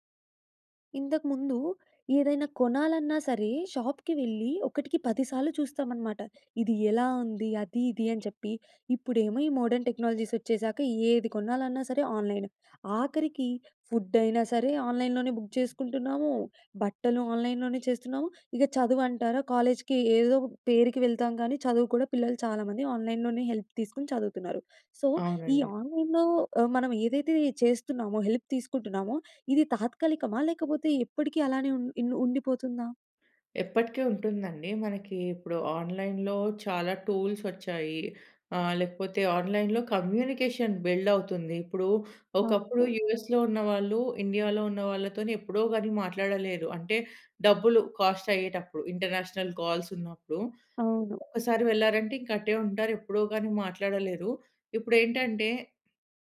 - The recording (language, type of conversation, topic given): Telugu, podcast, ఆన్‌లైన్ మద్దతు దీర్ఘకాలంగా బలంగా నిలవగలదా, లేక అది తాత్కాలికమేనా?
- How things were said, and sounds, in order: in English: "మోడర్న్ టెక్నాలజీస్"; in English: "ఫుడ్"; in English: "బుక్"; in English: "కాలేజ్‌కి"; in English: "హెల్ప్"; in English: "సో"; in English: "ఆన్‌లైన్‌లో"; in English: "హెల్ప్"; in English: "ఆన్‌లైన్‌లో"; in English: "టూల్స్"; in English: "ఆన్‌లైన్‌లో కమ్యూనికేషన్ బిల్డ్"; tapping; in English: "కాస్ట్"; in English: "ఇంటర్నేషనల్ కాల్స్"